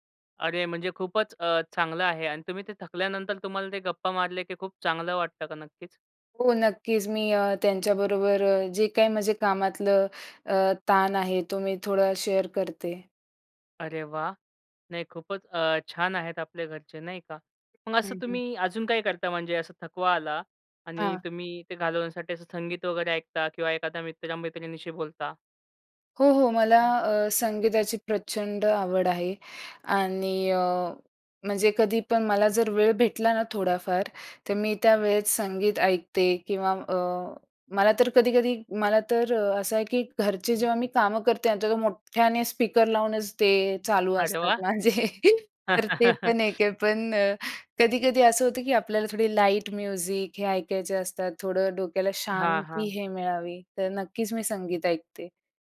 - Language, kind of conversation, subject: Marathi, podcast, तुमचे शरीर आता थांबायला सांगत आहे असे वाटल्यावर तुम्ही काय करता?
- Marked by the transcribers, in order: tapping; in English: "शेअर"; other noise; laughing while speaking: "माझे"; joyful: "अरे वाह!"; chuckle; in English: "लाईट म्युझिक"